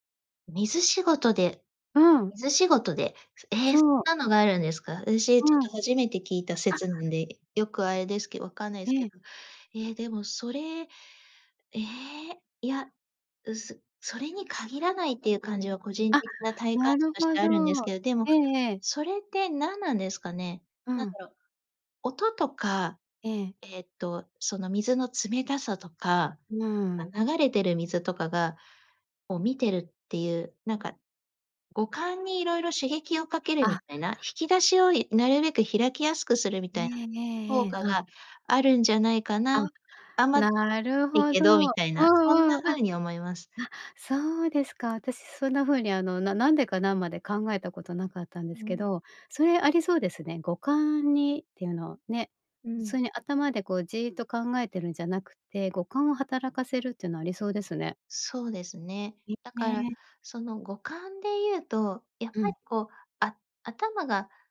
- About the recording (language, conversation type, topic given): Japanese, podcast, アイデアが浮かぶのはどんなときですか？
- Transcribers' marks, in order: unintelligible speech